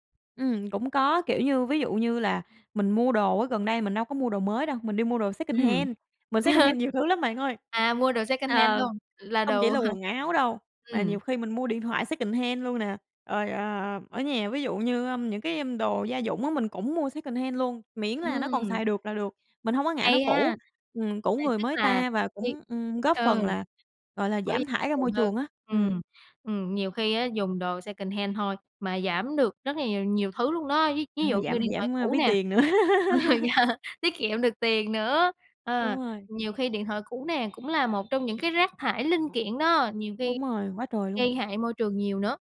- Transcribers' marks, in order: in English: "secondhand"; laugh; in English: "secondhand"; in English: "secondhand"; laugh; in English: "secondhand"; in English: "secondhand"; tapping; in English: "secondhand"; laughing while speaking: "ờ, vậy ha"; laugh
- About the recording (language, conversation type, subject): Vietnamese, podcast, Bạn có lời khuyên nào để sống bền vững hơn mỗi ngày không?